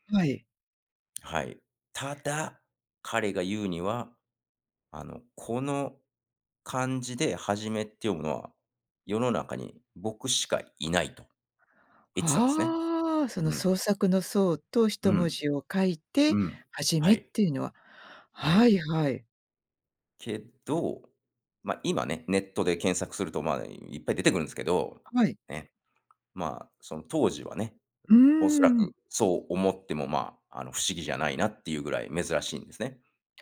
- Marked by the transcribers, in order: other background noise
- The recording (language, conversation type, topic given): Japanese, podcast, 名前や苗字にまつわる話を教えてくれますか？